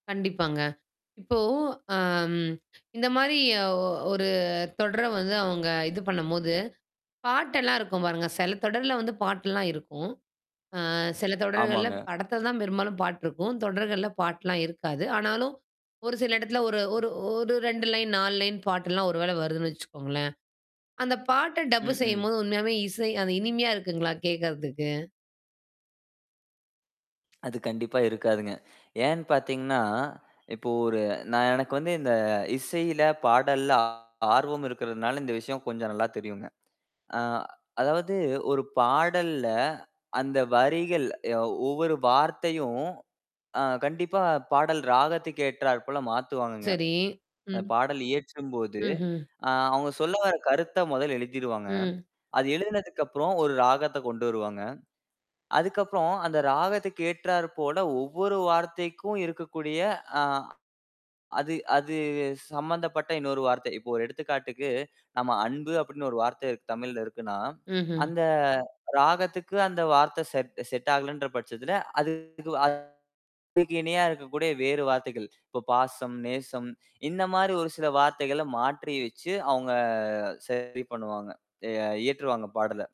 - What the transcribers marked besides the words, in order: static; in English: "லைன்"; tapping; in English: "லைன்"; other background noise; in English: "டப்பு"; other noise; distorted speech; drawn out: "சரி"; mechanical hum; drawn out: "அவங்க"
- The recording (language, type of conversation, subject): Tamil, podcast, வெளிநாட்டு தொடர்கள் தமிழில் டப் செய்யப்படும்போது அதில் என்னென்ன மாற்றங்கள் ஏற்படுகின்றன?